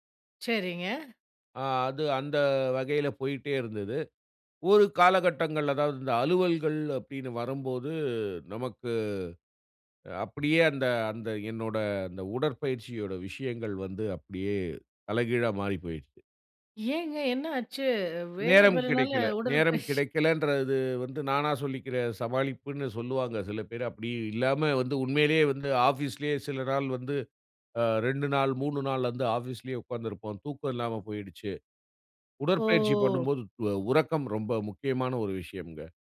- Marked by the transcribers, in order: "அலுவலகங்கள்" said as "அலுவல்கள்"; "வரும்போது" said as "வரம்போது"; drawn out: "அ, அப்டியே அந்த -அந்த என்னோட அந்த"; surprised: "ஏங்க என்னாச்சு?"; laughing while speaking: "உடற்பஸ்"; "உடற்பயிற்சி" said as "உடற்பஸ்"; "சமாளிப்பது" said as "சமாளிப்பு"; in English: "ஆபீஸ்"; in English: "ஆபீஸ்"; drawn out: "ஓ!"
- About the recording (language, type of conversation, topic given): Tamil, podcast, உங்கள் உடற்பயிற்சி பழக்கத்தை எப்படி உருவாக்கினீர்கள்?